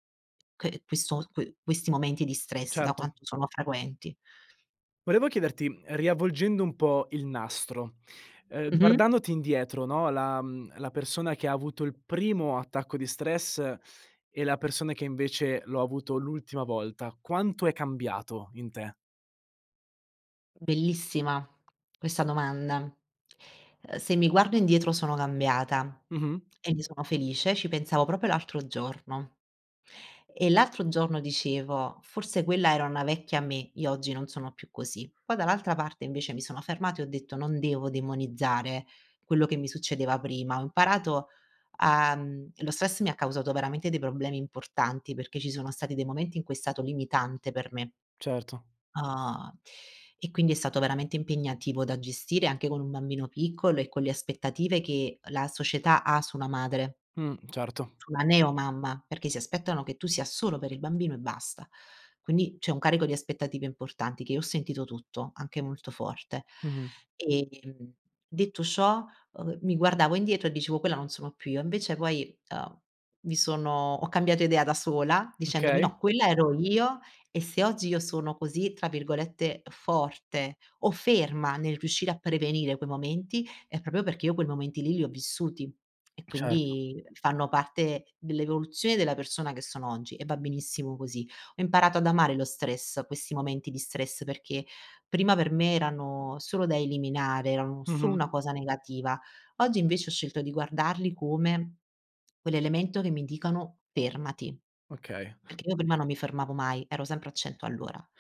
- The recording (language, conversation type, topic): Italian, podcast, Come gestisci lo stress quando ti assale improvviso?
- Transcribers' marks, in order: "proprio" said as "propio"; tapping; other background noise